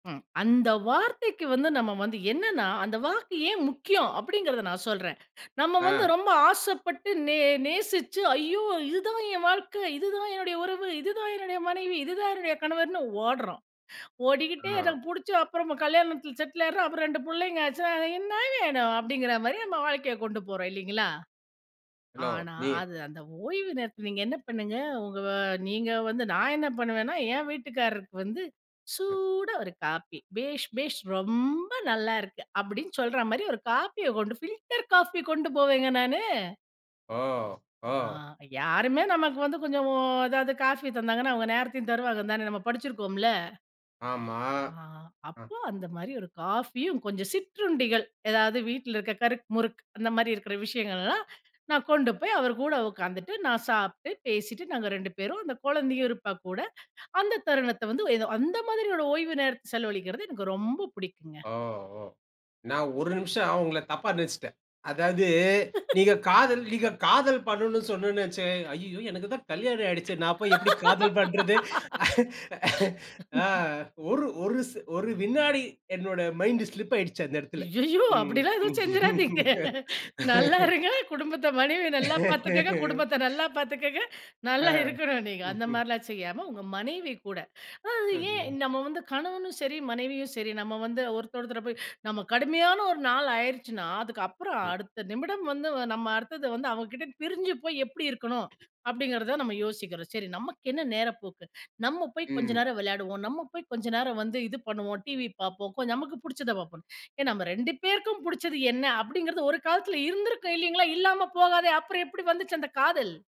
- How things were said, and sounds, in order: disgusted: "அ என்னா வேணும்?"; stressed: "சூடா"; drawn out: "ஆமா"; gasp; laugh; other background noise; laugh; laughing while speaking: "காதல் பண்றது?"; laugh; in English: "மைண்டு ஸ்லிப்"; laughing while speaking: "அய்யய்யோ அப்படிலாம் எதுவும் செஞ்சிராதீங்க. நல்லா … பாத்துக்கங்க. நல்லா இருக்கணும்"; laugh
- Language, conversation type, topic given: Tamil, podcast, ஒரு கடுமையான நாள் முடிந்த பிறகு நீங்கள் எப்படி ஓய்வெடுக்கிறீர்கள்?